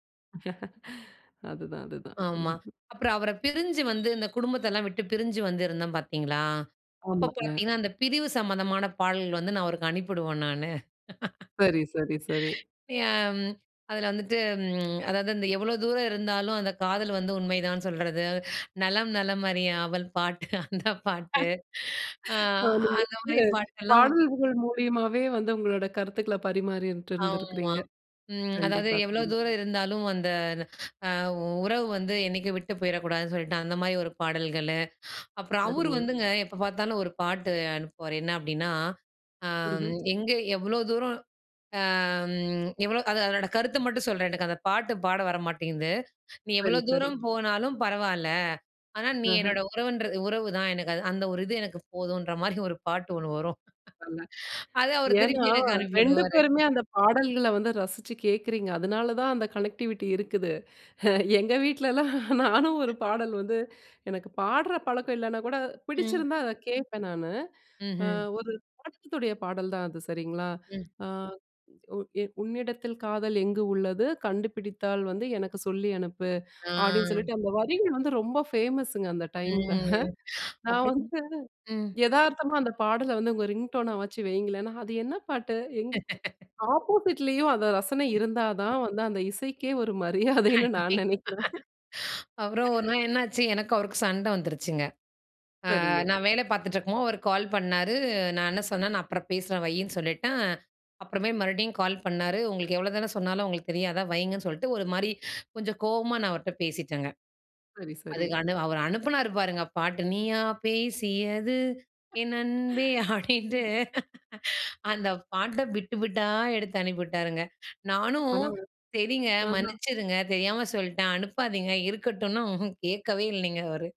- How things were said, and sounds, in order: laugh; other noise; laugh; laughing while speaking: "ஆவல் பாட்டு அந்த பாட்டு. அ, அந்த மாரி பாட்டெல்லாம்"; chuckle; other background noise; drawn out: "அம்"; unintelligible speech; laughing while speaking: "அவரு திருப்பி எனக்கு அனுப்பி விடுவாரு"; in English: "கனெக்டிவிட்டி"; laughing while speaking: "எங்க வீட்லலாம் நானும் ஒரு பாடல் … அத கேட்பேன் நானு"; tapping; drawn out: "ஆ"; in English: "ஃபேமஸுங்க"; in English: "ரிங்டோனா"; laugh; in English: "ஆப்போசிட்லேயும்"; laughing while speaking: "அந்த இசைக்கே ஒரு மரியாதைன்னு நான் நினைக்கிறேன்"; laughing while speaking: "கண்டிப்பா"; singing: "நீயா பேசியது என் அன்பே"; laughing while speaking: "ப்படின்ட்டு. அந்த பாட்ட பிட் பிட்டா எடுத்து அனுப்பிவிட்டாருங்க"
- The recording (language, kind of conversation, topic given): Tamil, podcast, ஒரு குறிப்பிட்ட காலத்தின் இசை உனக்கு ஏன் நெருக்கமாக இருக்கும்?